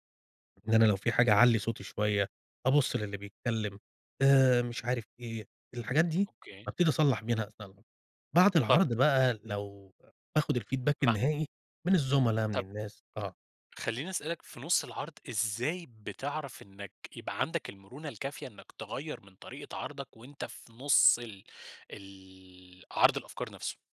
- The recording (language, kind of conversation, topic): Arabic, podcast, بتحس بالخوف لما تعرض شغلك قدّام ناس؟ بتتعامل مع ده إزاي؟
- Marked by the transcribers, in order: in English: "الfeedback"; tapping